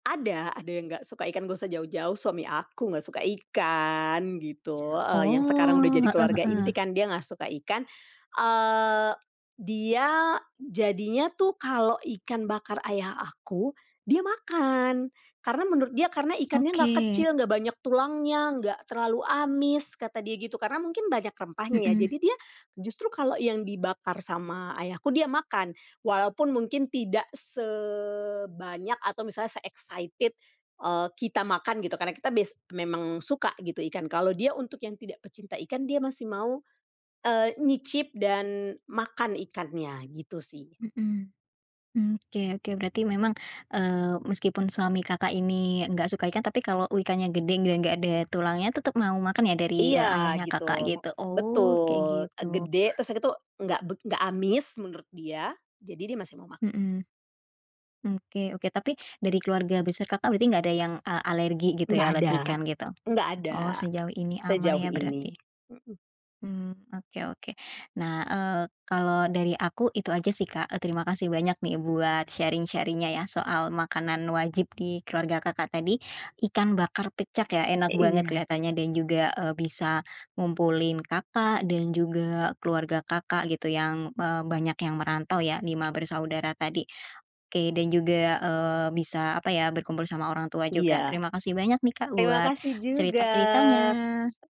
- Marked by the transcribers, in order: tapping; in English: "se-excited"; other background noise; in English: "sharing-sharing-nya"
- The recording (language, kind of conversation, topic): Indonesian, podcast, Apa makanan yang wajib ada saat keluargamu berkumpul di rumah?
- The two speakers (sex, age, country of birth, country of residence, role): female, 20-24, Indonesia, Indonesia, host; female, 35-39, Indonesia, Indonesia, guest